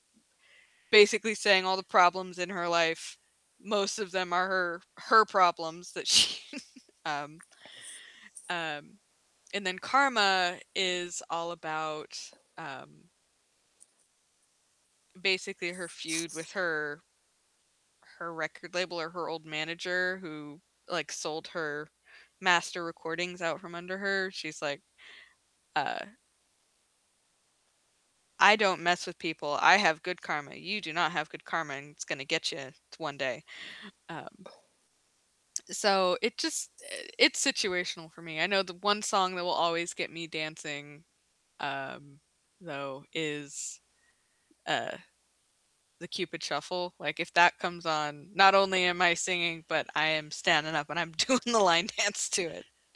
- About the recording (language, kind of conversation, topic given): English, unstructured, How do you decide which songs are worth singing along to in a group and which are better kept quiet?
- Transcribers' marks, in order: static; laughing while speaking: "she"; other background noise; tapping; laughing while speaking: "I'm doing the line dance"